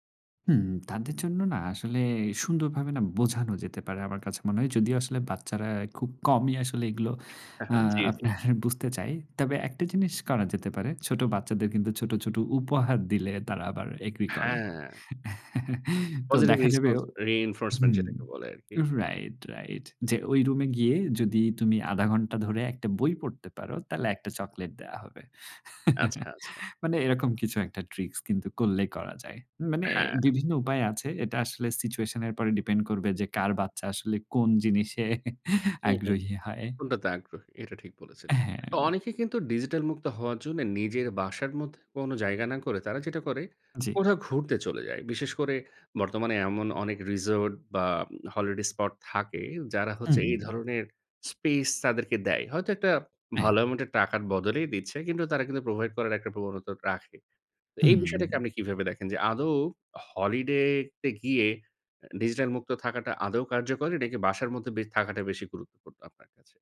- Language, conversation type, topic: Bengali, podcast, বাড়িতে ডিভাইসমুক্ত জায়গা তৈরি করার জন্য কোন জায়গাটা সবচেয়ে ভালো?
- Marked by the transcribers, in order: chuckle; in English: "পজিটিভ রেস্পন্স রিইনফোর্সমেন্ট"; chuckle; chuckle; chuckle